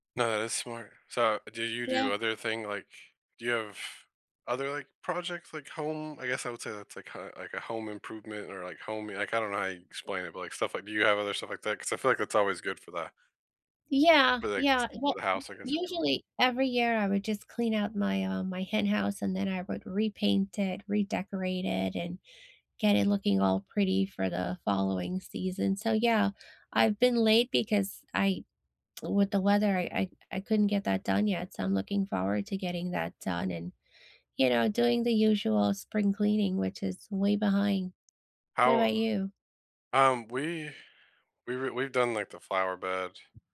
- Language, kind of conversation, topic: English, unstructured, What is a hobby you have paused and would like to pick up again?
- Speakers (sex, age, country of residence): female, 45-49, United States; male, 35-39, United States
- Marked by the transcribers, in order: other background noise; tapping